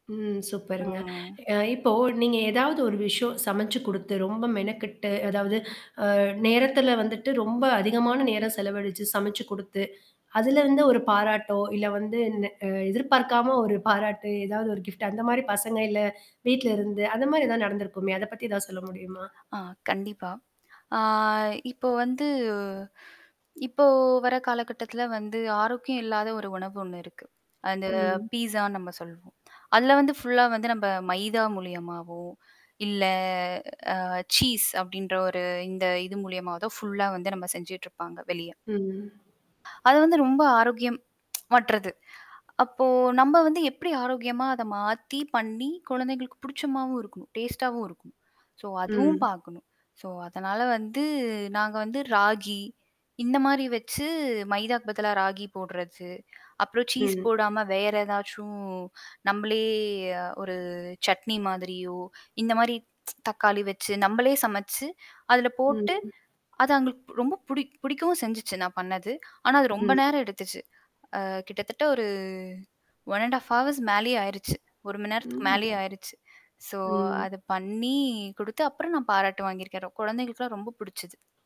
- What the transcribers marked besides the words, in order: static; tapping; in English: "கிஃப்ட்"; other noise; drawn out: "ஆ"; drawn out: "இப்போ"; other background noise; in English: "ஃபுல்லா"; drawn out: "இல்ல"; in English: "சீஸ்"; in English: "ஃபுல்லா"; tsk; "பிடிச்ச மாதிரியும்" said as "புடுச்சமாவும்"; in English: "டேஸ்ட்டாவும்"; in English: "ஸோ"; in English: "ஸோ"; in English: "சீஸ்"; drawn out: "நம்மளே"; tsk; in English: "ஒன் அன்ட் ஆஃப் ஹவர்ஸ்"; in English: "ஸோ"
- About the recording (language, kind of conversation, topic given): Tamil, podcast, உணவு உங்கள் குடும்ப உறவுகளை எப்படிப் பலப்படுத்துகிறது?